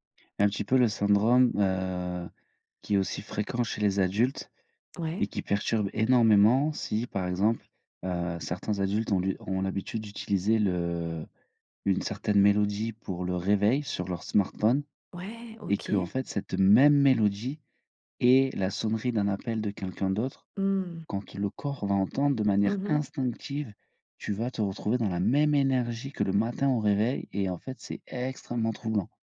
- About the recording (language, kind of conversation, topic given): French, podcast, Comment se déroule le coucher des enfants chez vous ?
- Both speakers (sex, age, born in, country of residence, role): female, 40-44, France, Spain, guest; male, 35-39, France, France, host
- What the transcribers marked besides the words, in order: stressed: "même"; stressed: "instinctive"; stressed: "extrêmement"